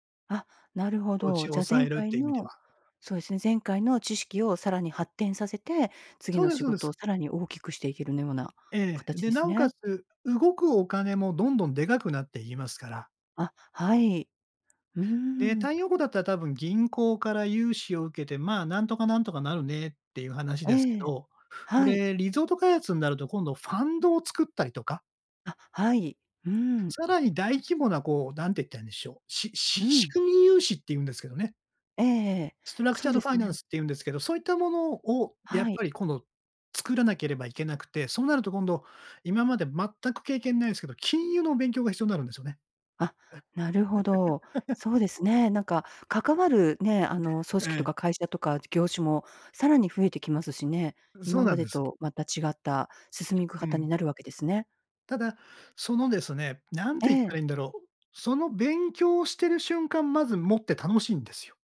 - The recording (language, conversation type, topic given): Japanese, podcast, 仕事で『これが自分だ』と感じる瞬間はありますか？
- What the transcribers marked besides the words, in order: other background noise; tapping; in English: "ストラクチャードファイナンス"; laugh